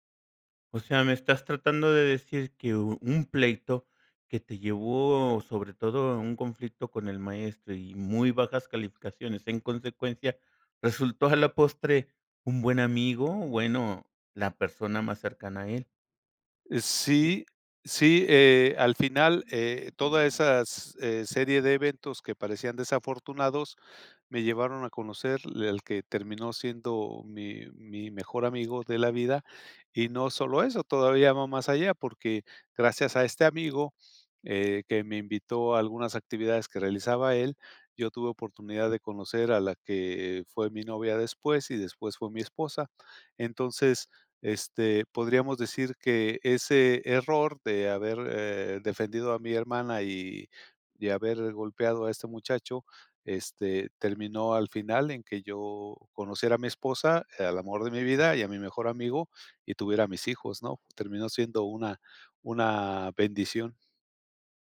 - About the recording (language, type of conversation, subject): Spanish, podcast, ¿Alguna vez un error te llevó a algo mejor?
- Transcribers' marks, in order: other background noise